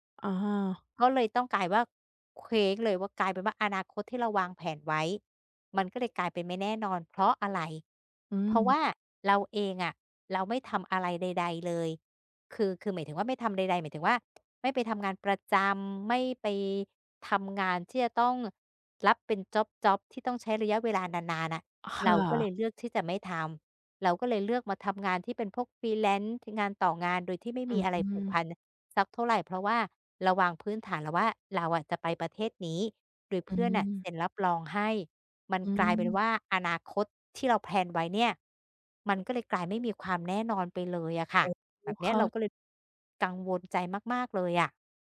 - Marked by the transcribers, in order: angry: "ก็เลยต้องกลายว่า เคว้งเลยว่า กลายเป็ … เองอะ เราไม่ทำอะไรใด ๆ เลย"; stressed: "เพราะ"; other background noise; stressed: "เพราะว่า"; tapping; in English: "freelance"; sad: "อนาคตที่เราแพลนไว้เนี่ย มันก็เลยกลาย … ยกังวลใจมาก ๆ เลยอะ"
- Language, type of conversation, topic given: Thai, advice, ฉันรู้สึกกังวลกับอนาคตที่ไม่แน่นอน ควรทำอย่างไร?